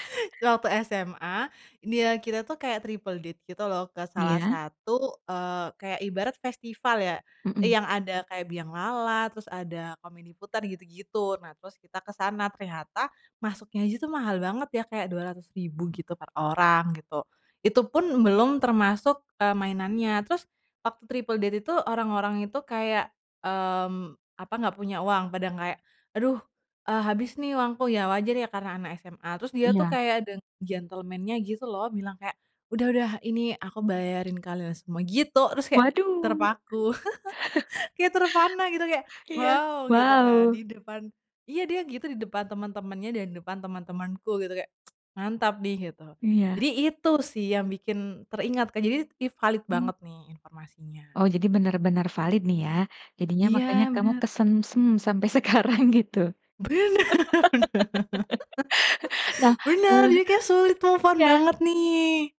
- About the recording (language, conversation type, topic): Indonesian, advice, Bagaimana cara berhenti terus-menerus memeriksa akun media sosial mantan dan benar-benar bisa move on?
- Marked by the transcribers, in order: in English: "triple date"; in English: "triple date"; in English: "gentlemen-nya"; chuckle; other background noise; chuckle; tapping; tsk; "valid" said as "if halid"; laughing while speaking: "Bener! bener"; laughing while speaking: "sekarang"; laugh; in English: "move on"